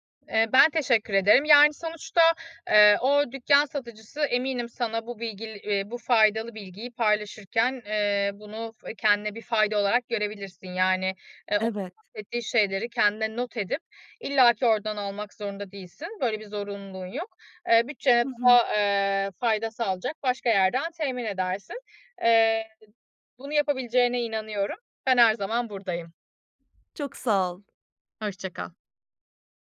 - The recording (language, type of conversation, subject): Turkish, advice, Bütçem kısıtlıyken sağlıklı alışverişi nasıl daha kolay yapabilirim?
- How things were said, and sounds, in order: other noise; other background noise